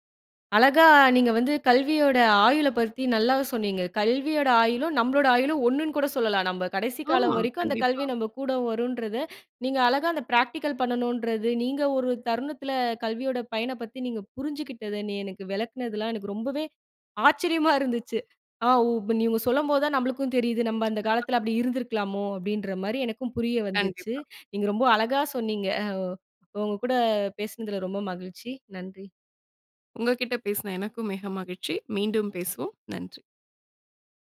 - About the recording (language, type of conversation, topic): Tamil, podcast, நீங்கள் கல்வியை ஆயுள் முழுவதும் தொடரும் ஒரு பயணமாகக் கருதுகிறீர்களா?
- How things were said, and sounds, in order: other background noise; in English: "பிராக்டிகல்"; laugh